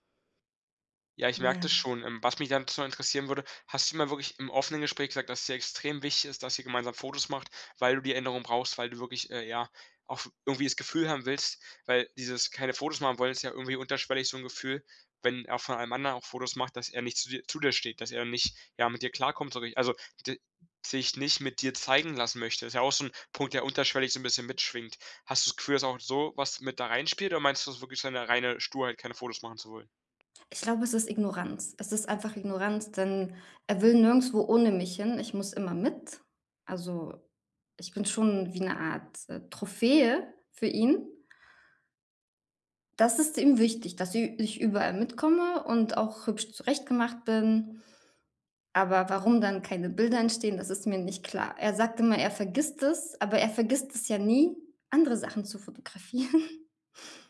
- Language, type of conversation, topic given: German, advice, Wie können wir wiederkehrende Streits über Kleinigkeiten endlich lösen?
- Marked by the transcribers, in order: laughing while speaking: "fotografieren"